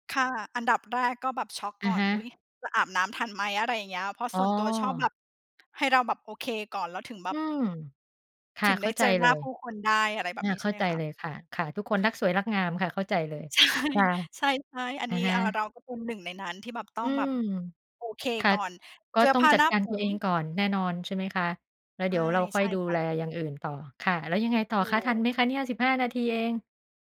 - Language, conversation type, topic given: Thai, podcast, เมื่อมีแขกมาบ้าน คุณเตรียมตัวอย่างไรบ้าง?
- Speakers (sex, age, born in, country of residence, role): female, 40-44, Thailand, Greece, guest; female, 50-54, Thailand, Thailand, host
- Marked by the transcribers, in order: laughing while speaking: "ใช่"